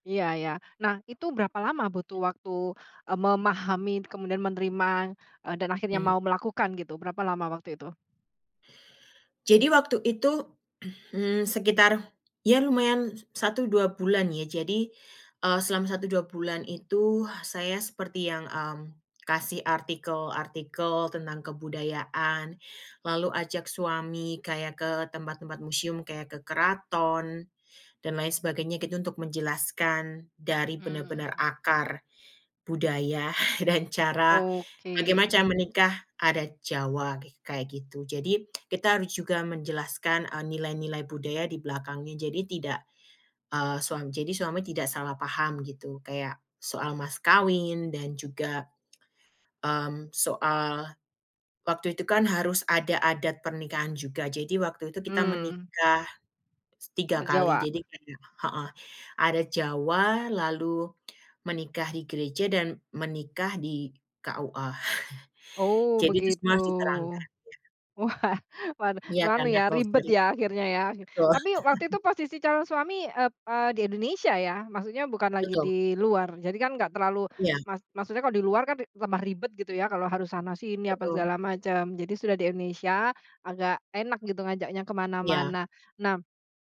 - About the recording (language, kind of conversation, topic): Indonesian, podcast, Pernahkah kamu merasa terombang-ambing di antara dua budaya?
- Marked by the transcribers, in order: other background noise; laugh; unintelligible speech; laugh; laughing while speaking: "Wah, waduh"; unintelligible speech; laugh